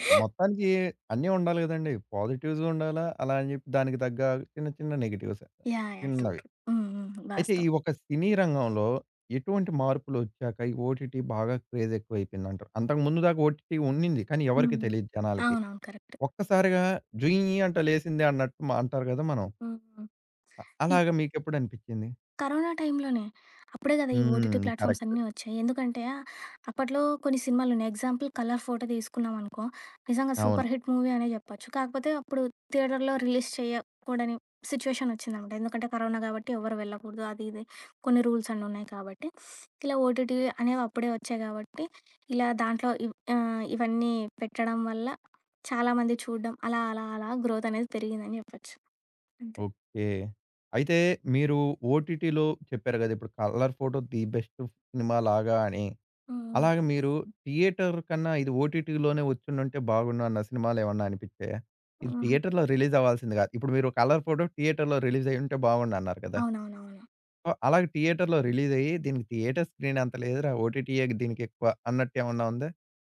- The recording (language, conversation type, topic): Telugu, podcast, స్ట్రీమింగ్ షోస్ టీవీని ఎలా మార్చాయి అనుకుంటారు?
- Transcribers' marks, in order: in English: "పాజిటివ్స్"; in English: "నెగెటివ్స్"; in English: "ట్రూ. ట్రూ"; tapping; in English: "ఓటిటి"; in English: "క్రేజ్"; in English: "ఓటిటి"; in English: "కరెక్ట్"; other noise; in English: "ఓటిటి ప్లాట్‌ఫామ్స్"; other background noise; in English: "ఎగ్జాంపుల్"; in English: "సూపర్ హిట్ మూవీ"; in English: "థియేటర్‌లో రిలీజ్"; in English: "సిచ్యుయేషన్"; in English: "రూల్స్"; in English: "ఓటిటి"; in English: "గ్రోత్"; in English: "ఓటిటిలో"; in English: "ది బెస్ట్"; in English: "థియేటర్"; in English: "ఓటిటిలోనే"; in English: "థియేటర్‌లో రిలీజ్"; in English: "థియేటర్‌లో"; in English: "సో"; in English: "థియేటర్‌లో"; in English: "థియేటర్"